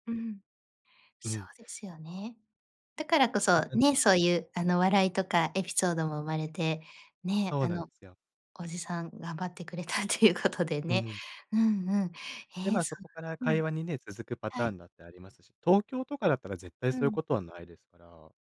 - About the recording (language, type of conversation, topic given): Japanese, podcast, 旅先で出会った面白い人について、どんなエピソードがありますか？
- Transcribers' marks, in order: tapping; unintelligible speech; laughing while speaking: "ということでね"